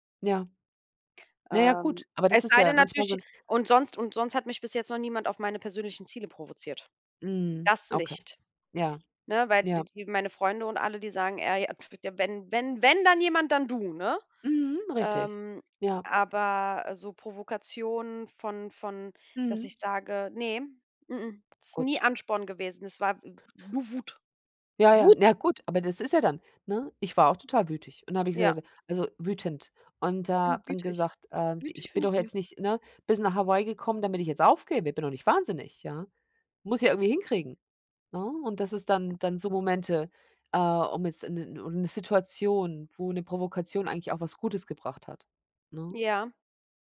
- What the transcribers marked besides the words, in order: other noise; stressed: "wenn"; unintelligible speech; stressed: "Wut"; other background noise
- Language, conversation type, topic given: German, unstructured, Was tust du, wenn dich jemand absichtlich provoziert?